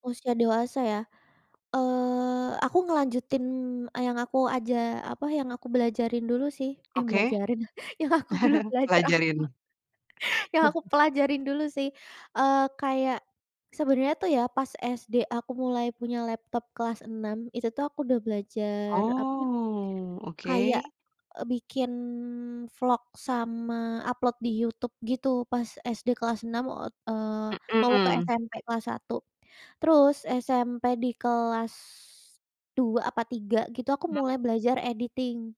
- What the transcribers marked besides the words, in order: tapping; chuckle; laughing while speaking: "yang aku dulu belajar apa"; chuckle; drawn out: "Oh"; in English: "upload"; in English: "editing"
- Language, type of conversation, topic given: Indonesian, podcast, Bagaimana cara Anda tetap semangat belajar sepanjang hidup?